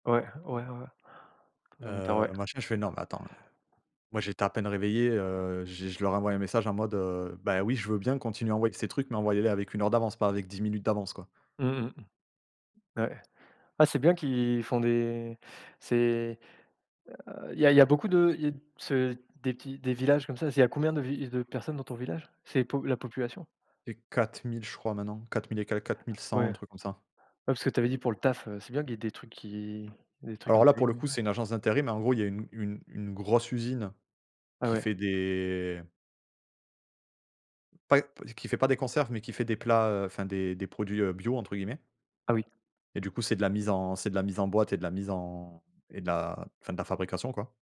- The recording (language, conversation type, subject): French, unstructured, Comment gérez-vous le temps passé devant les écrans au quotidien ?
- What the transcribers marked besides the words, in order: tapping; other background noise; unintelligible speech